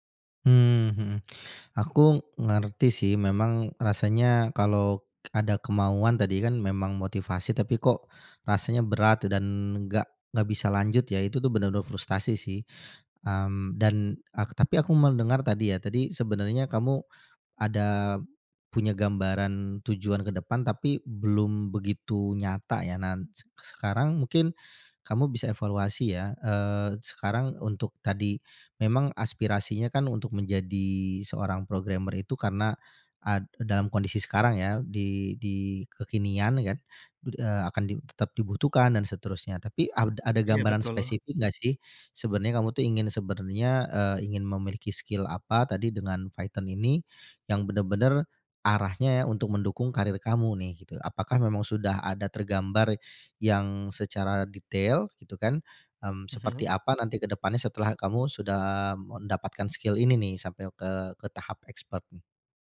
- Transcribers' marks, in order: none
- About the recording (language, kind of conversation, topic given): Indonesian, advice, Bagaimana cara mengatasi kehilangan semangat untuk mempelajari keterampilan baru atau mengikuti kursus?
- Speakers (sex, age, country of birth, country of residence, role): male, 25-29, Indonesia, Indonesia, user; male, 40-44, Indonesia, Indonesia, advisor